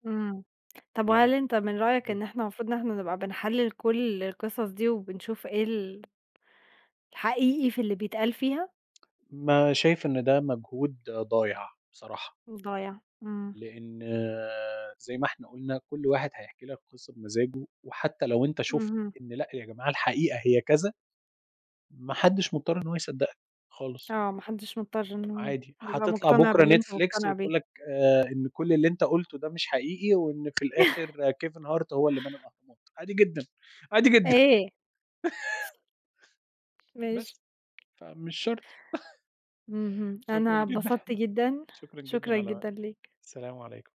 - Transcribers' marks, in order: unintelligible speech; tapping; laugh; chuckle; chuckle
- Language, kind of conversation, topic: Arabic, unstructured, إيه أهم الدروس اللي ممكن نتعلمها من التاريخ؟